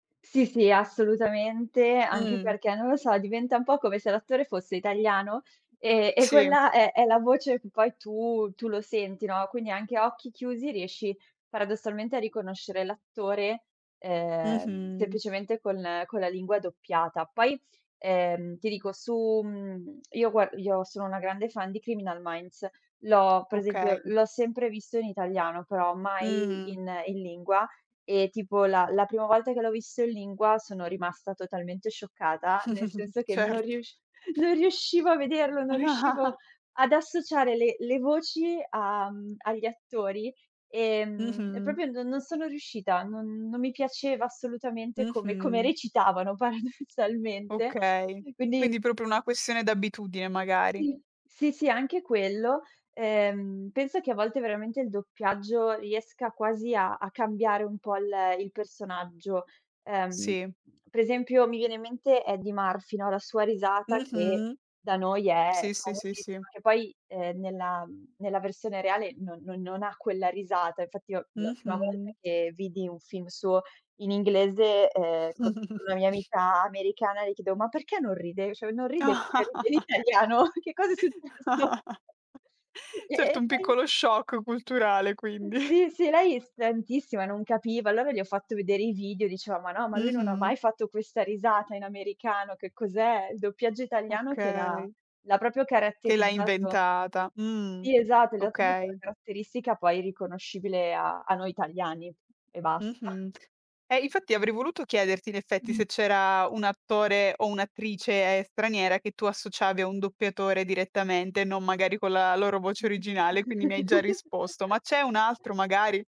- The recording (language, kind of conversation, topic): Italian, podcast, Cosa ne pensi del doppiaggio rispetto ai sottotitoli?
- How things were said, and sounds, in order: tapping; chuckle; laughing while speaking: "Certo"; chuckle; "proprio" said as "propio"; laughing while speaking: "paradossalmente"; chuckle; chuckle; "cioè" said as "ceh"; laughing while speaking: "italiano"; laughing while speaking: "successo?"; unintelligible speech; laughing while speaking: "quindi"; unintelligible speech; "proprio" said as "propio"; laughing while speaking: "basta"; other background noise; chuckle